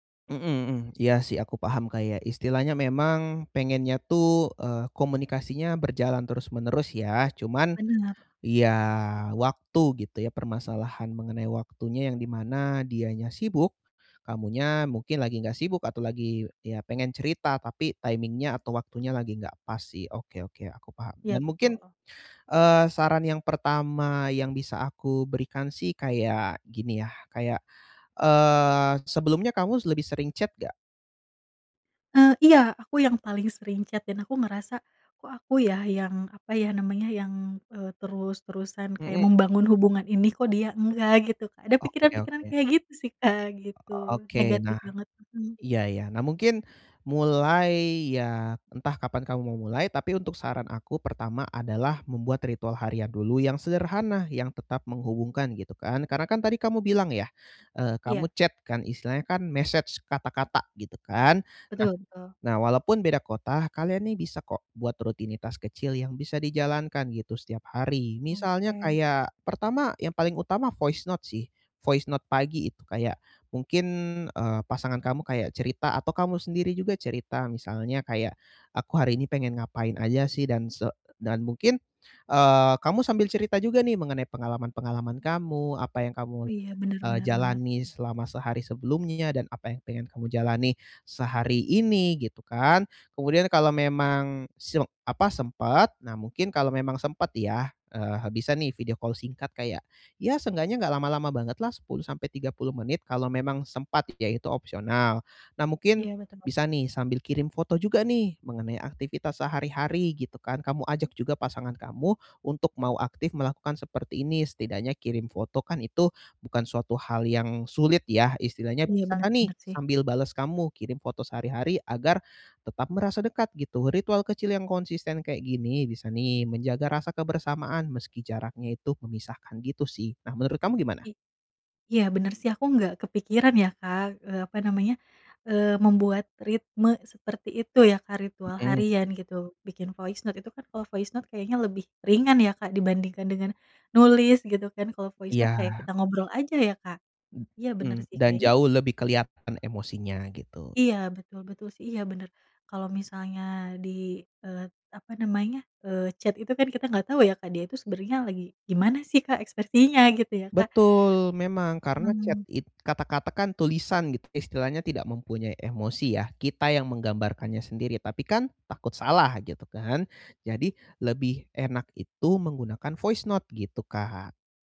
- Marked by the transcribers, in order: other background noise; in English: "timing-nya"; in English: "chat"; in English: "chat"; in English: "chat"; in English: "message"; in English: "voice note"; in English: "voice note"; in English: "video call"; in English: "voice note"; in English: "voice note"; in English: "voice note"; in English: "chat"; in English: "chat"; in English: "voice note"
- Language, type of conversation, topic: Indonesian, advice, Bagaimana kepindahan kerja pasangan ke kota lain memengaruhi hubungan dan rutinitas kalian, dan bagaimana kalian menatanya bersama?
- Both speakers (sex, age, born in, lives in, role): female, 30-34, Indonesia, Indonesia, user; male, 20-24, Indonesia, Indonesia, advisor